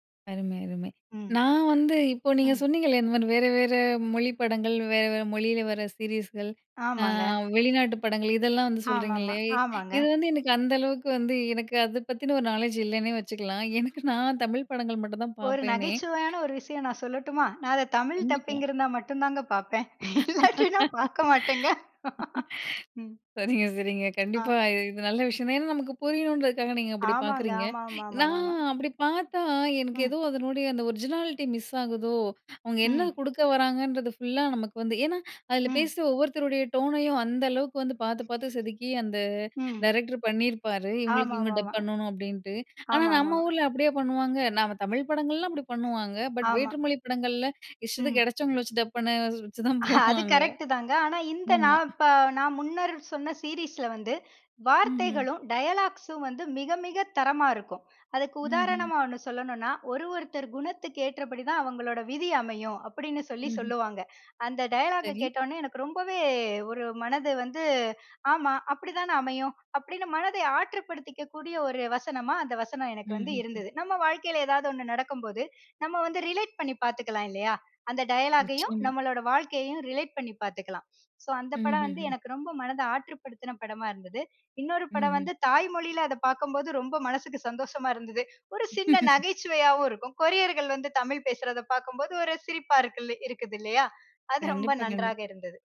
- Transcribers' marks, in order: laughing while speaking: "எனக்கு அத பத்தின ஒரு நாலேட்ஜ் … மட்டும் தான் பார்ப்பேனே!"; in English: "நாலேட்ஜ்"; other background noise; laughing while speaking: "சரிங்க, சரிங்க. கண்டிப்பா. இது நல்ல … நீங்க அப்டி பார்க்குறீங்க"; laughing while speaking: "இல்லாட்டினா பார்க்க மாட்டேங்க"; in English: "ஒரிஜினாலிட்டி மிஸ்"; in English: "டோனையும்"; other noise; in English: "டைரக்டர்"; laughing while speaking: "இஷ்டத்துக்கு கிடைச்சவங்கள வச்சு டப் பண்ண வச்சுதான் போவாங்க"; in English: "டயலாக்ஸும்"; in English: "ரிலேட்"; in English: "ரிலேட்"; laughing while speaking: "இன்னொரு படம் வந்து தாய்மொழியில அத … ரொம்ப நன்றாக இருந்தது"; laugh
- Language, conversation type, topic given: Tamil, podcast, ஒரு படம் உங்களை முழுமையாக ஆட்கொண்டு, சில நேரம் உண்மையிலிருந்து தப்பிக்கச் செய்ய வேண்டுமென்றால் அது எப்படி இருக்க வேண்டும்?